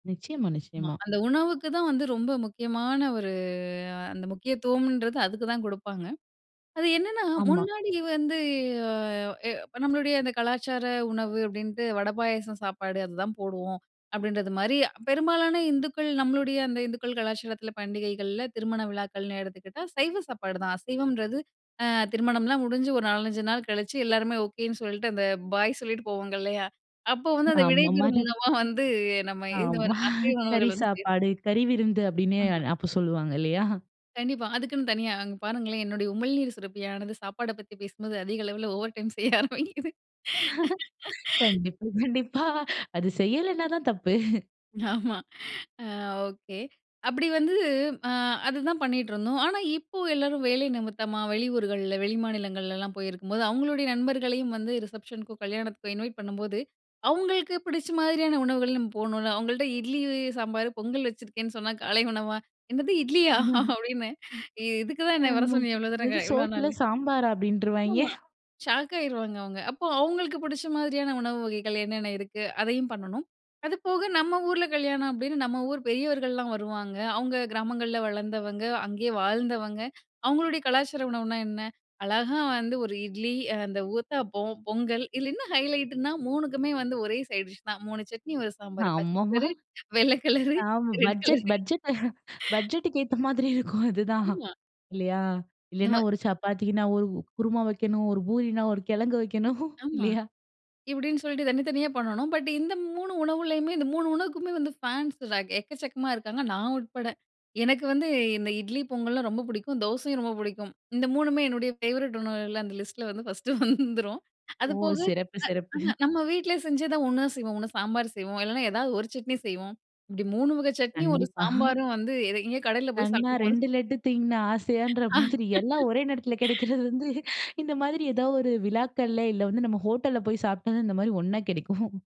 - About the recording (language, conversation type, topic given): Tamil, podcast, விழாக்களில் சாப்பிடும் உணவுகள் உங்களுக்கு எந்த அர்த்தத்தை தருகின்றன?
- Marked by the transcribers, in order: drawn out: "ஒரு"; drawn out: "வந்து"; other background noise; laughing while speaking: "அப்போ வந்து அந்த விடைபெறும் உணவா வந்து நம்ம இது அசைவ உணவுகள் வந்து. சேர்"; laughing while speaking: "ஆமா"; in English: "ஓவர் டைம்"; laugh; laughing while speaking: "கண்டிப்பா, கண்டிப்பா. அது செய்யலைன்னா தான் தப்பு"; laugh; laughing while speaking: "ஆமா. ஆ"; in English: "ரிசப்ஷனுக்கும்"; laughing while speaking: "என்னது இட்லியா! அப்டின்னு இதுக்கு தான் … க இவ்ளோ நாளு?"; laughing while speaking: "ம். ஆமா. என்னது சோத்துல சாம்பாரரா! அப்டின்றுவாங்ய"; in English: "ஹைலைட்டுனா"; in English: "சைட் டிஷ்"; laughing while speaking: "ஆமாமா. ஆ பட்ஜெட், பட்ஜெட், பட்ஜெட்டுக்கு … கிழங்கு வைக்கணும் இல்லையா?"; laughing while speaking: "பச்ச கலரு, வெள்ள கலரு, ரெட் கலரு"; in English: "ஃபேவரைட்"; laughing while speaking: "ஃபர்ஸ்ட்டு வந்துரும்"; chuckle; chuckle; laugh; laughing while speaking: "எல்லாம் ஒரே நேரத்துல கிடைக்கிறது வந்து … மாரி ஒன்னா கிடைக்கும்"